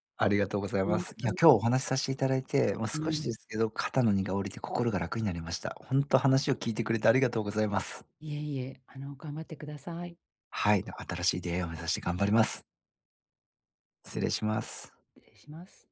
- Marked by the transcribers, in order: unintelligible speech
- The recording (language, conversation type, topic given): Japanese, advice, 引っ越しで生じた別れの寂しさを、どう受け止めて整理すればいいですか？